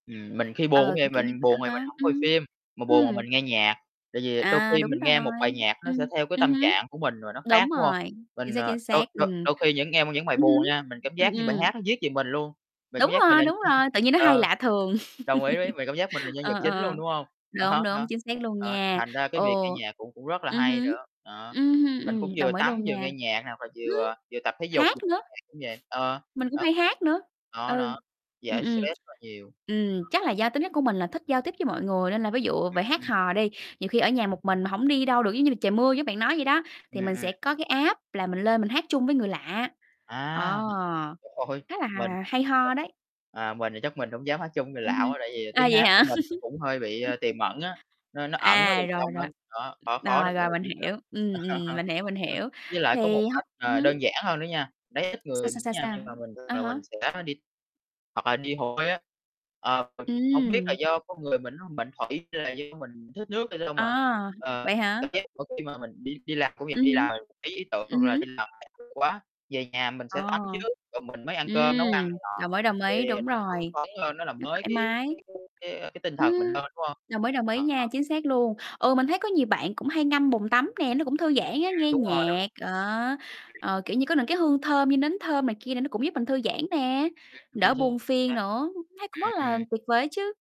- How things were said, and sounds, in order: mechanical hum; distorted speech; other background noise; tapping; chuckle; laugh; laughing while speaking: "Đó"; unintelligible speech; "chất" said as "nất"; unintelligible speech; unintelligible speech; in English: "app"; unintelligible speech; laugh; laugh; unintelligible speech; unintelligible speech; "những" said as "nững"; unintelligible speech; unintelligible speech
- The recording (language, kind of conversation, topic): Vietnamese, unstructured, Bạn thường làm gì để cảm thấy vui vẻ hơn khi buồn?
- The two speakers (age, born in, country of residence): 20-24, Vietnam, Vietnam; 30-34, Vietnam, Vietnam